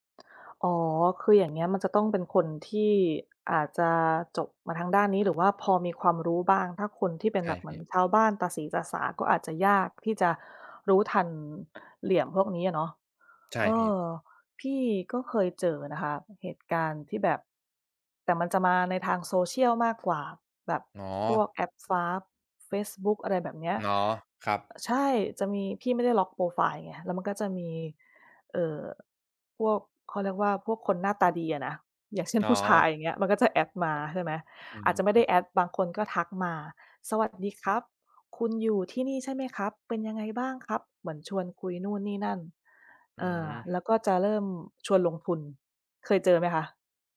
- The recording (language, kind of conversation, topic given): Thai, unstructured, คุณคิดว่าข้อมูลส่วนตัวของเราปลอดภัยในโลกออนไลน์ไหม?
- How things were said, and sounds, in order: other noise